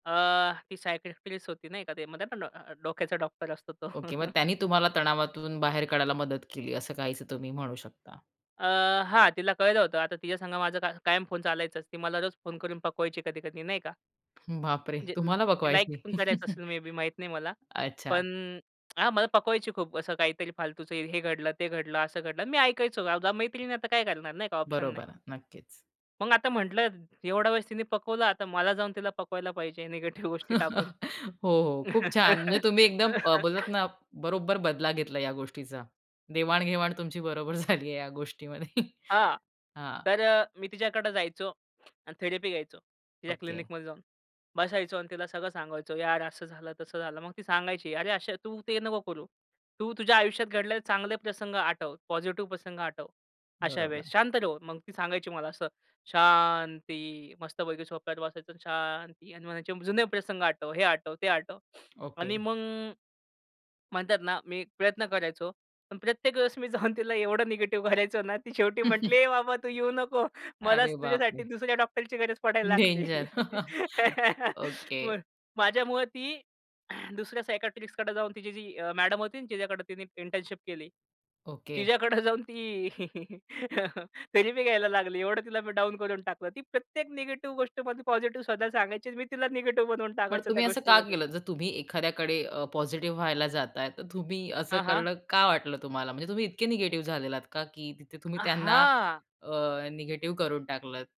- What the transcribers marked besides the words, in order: unintelligible speech; other background noise; chuckle; chuckle; tapping; chuckle; laughing while speaking: "निगेटिव्ह"; laugh; cough; laughing while speaking: "झालीये"; chuckle; chuckle; laughing while speaking: "प्रत्येक वेळेस मी जाऊन तिला … गरज पडायला लागली"; chuckle; laugh; chuckle; throat clearing; laughing while speaking: "तिच्याकडं जाऊन ती थेरपी घ्यायला लागली एवढं तिला मी डाउन करून टाकलं"; laugh; in English: "थेरपी"
- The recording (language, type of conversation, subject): Marathi, podcast, नकारात्मक विचार मनात आले की तुम्ही काय करता?